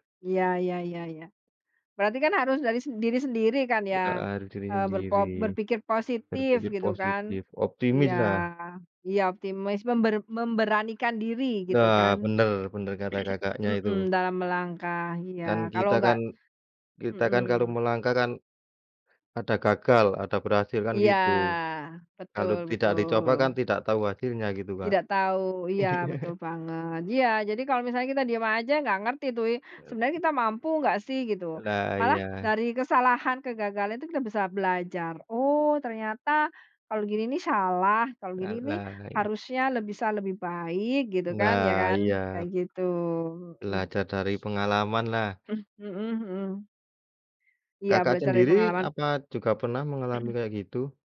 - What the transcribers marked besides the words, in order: throat clearing; laughing while speaking: "Iya"; tapping; throat clearing; throat clearing
- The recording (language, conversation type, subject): Indonesian, unstructured, Hal apa yang paling kamu takuti kalau kamu tidak berhasil mencapai tujuan hidupmu?
- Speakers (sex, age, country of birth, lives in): female, 45-49, Indonesia, Indonesia; male, 30-34, Indonesia, Indonesia